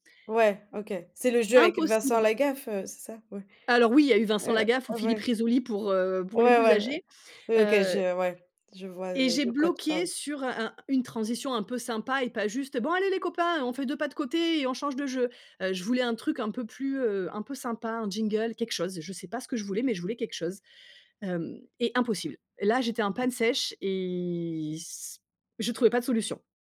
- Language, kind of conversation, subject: French, podcast, Comment fais-tu pour sortir d’un blocage créatif ?
- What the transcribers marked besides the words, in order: tapping